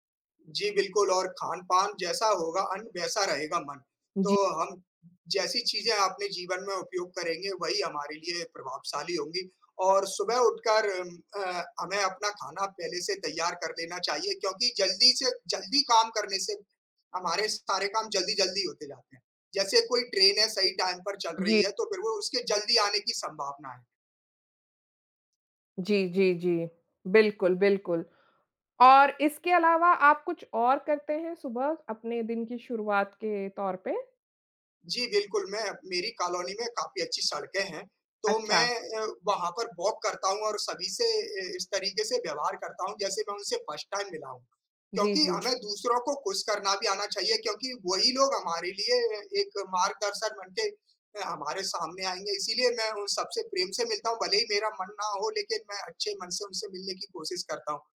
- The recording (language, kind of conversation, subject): Hindi, unstructured, आप अपने दिन की शुरुआत कैसे करते हैं?
- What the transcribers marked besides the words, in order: in English: "टाइम"; in English: "वॉक"; in English: "फर्स्ट टाइम"; other background noise